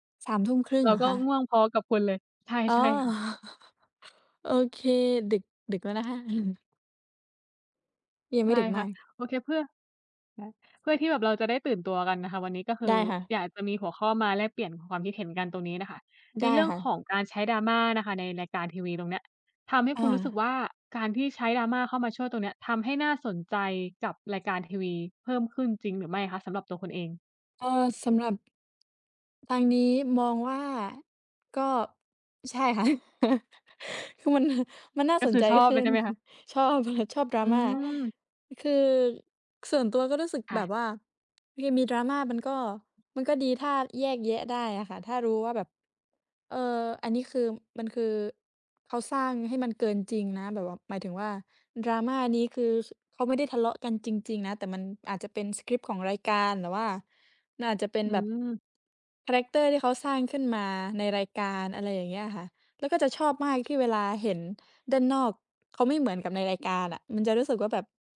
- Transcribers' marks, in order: chuckle; chuckle; chuckle; laughing while speaking: "อะไร"; background speech
- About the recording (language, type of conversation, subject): Thai, unstructured, การใส่ดราม่าในรายการโทรทัศน์ทำให้คุณรู้สึกอย่างไร?
- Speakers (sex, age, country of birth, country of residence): female, 20-24, Thailand, Belgium; female, 25-29, Thailand, Thailand